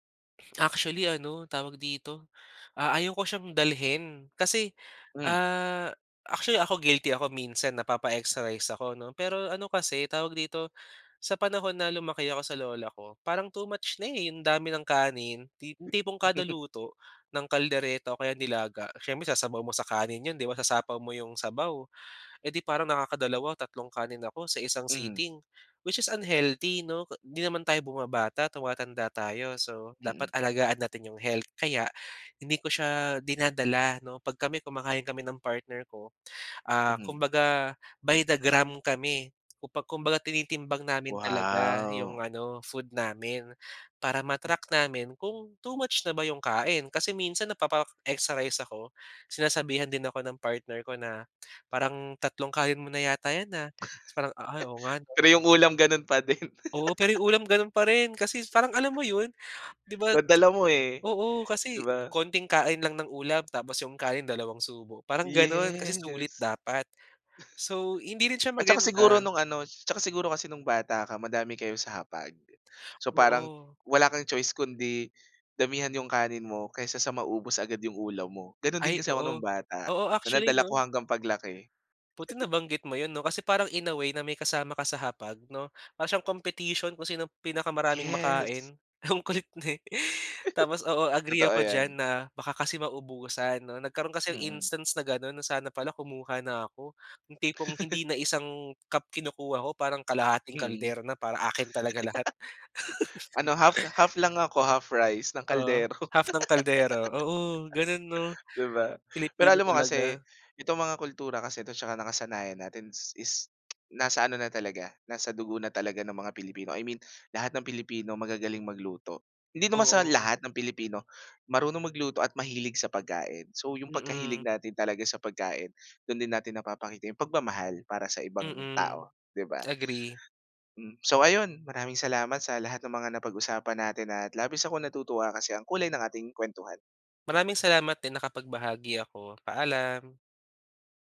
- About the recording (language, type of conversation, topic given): Filipino, podcast, Paano ninyo ipinapakita ang pagmamahal sa pamamagitan ng pagkain?
- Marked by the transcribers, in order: chuckle; other background noise; in English: "Which is unhealthy"; in English: "by the gram"; laugh; laugh; drawn out: "Yes"; giggle; laughing while speaking: "Ang kulit eh"; laugh; laugh; laugh; tongue click; tapping